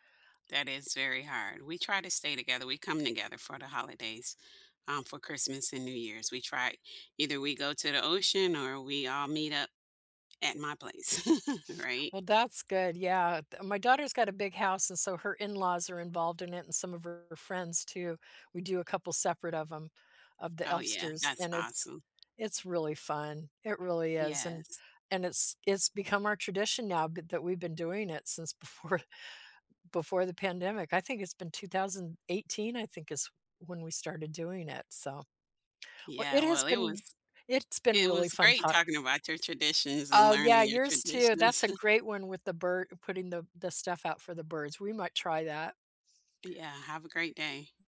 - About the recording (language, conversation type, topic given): English, unstructured, What holiday traditions do you enjoy most?
- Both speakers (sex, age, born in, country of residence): female, 50-54, United States, United States; female, 70-74, United States, United States
- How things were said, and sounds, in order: tapping; other background noise; laugh; laughing while speaking: "before"; chuckle